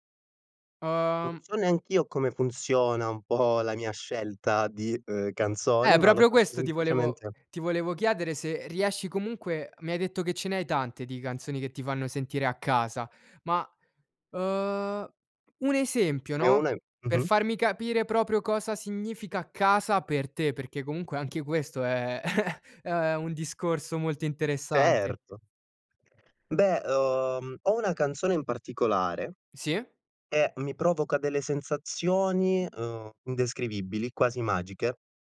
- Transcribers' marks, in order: laughing while speaking: "la mia scelta"; background speech; stressed: "casa"; giggle; other background noise
- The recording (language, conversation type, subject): Italian, podcast, Quale canzone ti fa sentire a casa?